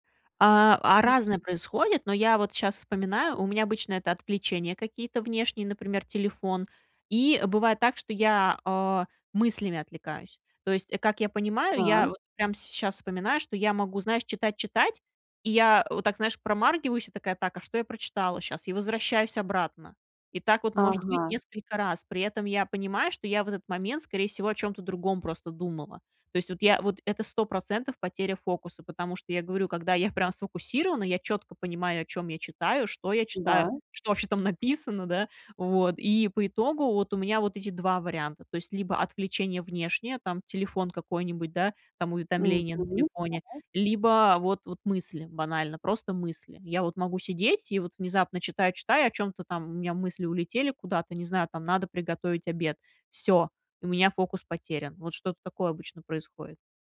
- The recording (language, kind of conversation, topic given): Russian, advice, Как снова научиться получать удовольствие от чтения, если трудно удерживать внимание?
- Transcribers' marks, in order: other background noise; other noise; tapping